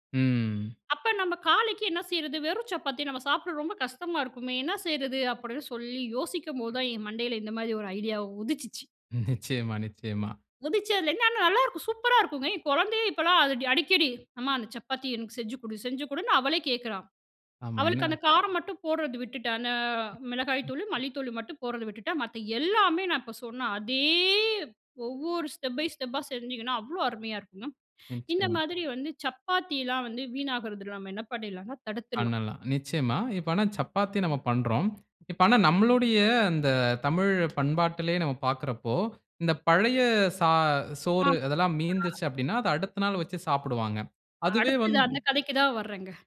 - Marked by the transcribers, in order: horn; other noise; tapping; chuckle; trusting: "உதிச்சதுல இருந்து, ஆனா நல்லாருக்கும். சூப்பரா இருக்குங்க"; other background noise; drawn out: "அந்த"; drawn out: "அதே"; in English: "ஸ்டெப் பை ஸ்டெப்பா"
- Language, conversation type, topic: Tamil, podcast, மீதமுள்ள உணவுகளை எப்படிச் சேமித்து, மறுபடியும் பயன்படுத்தி அல்லது பிறருடன் பகிர்ந்து கொள்கிறீர்கள்?